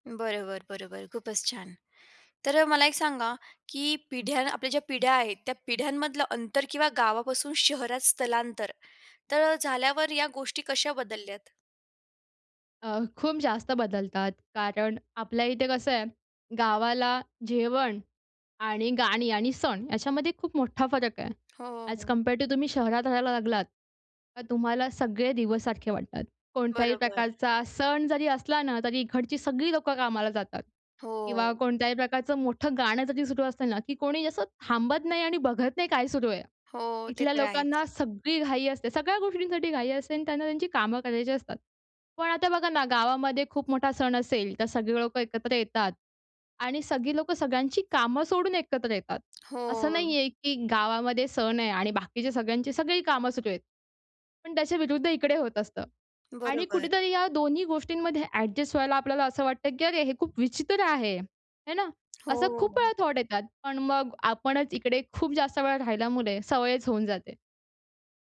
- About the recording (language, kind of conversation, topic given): Marathi, podcast, गाणं, अन्न किंवा सणांमुळे नाती कशी घट्ट होतात, सांगशील का?
- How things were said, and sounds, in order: other background noise; in English: "ॲझ कम्पेअर टू"; drawn out: "हो"; in English: "ॲडजस्ट"; drawn out: "हो"; in English: "थॉट"